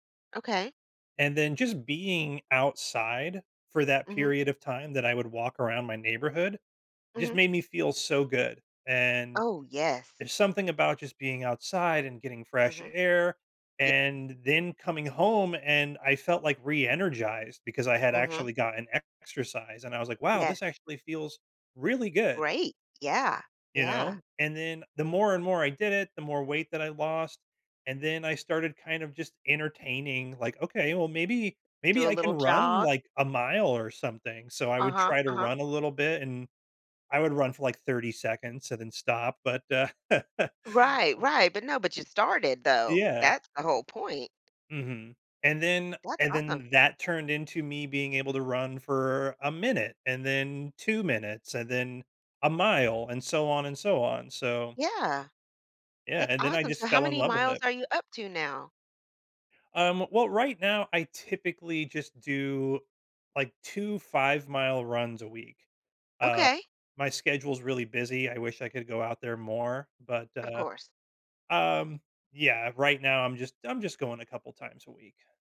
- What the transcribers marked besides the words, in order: tapping; chuckle
- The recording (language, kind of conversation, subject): English, unstructured, How can hobbies reveal parts of my personality hidden at work?
- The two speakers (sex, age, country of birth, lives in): female, 50-54, United States, United States; male, 40-44, United States, United States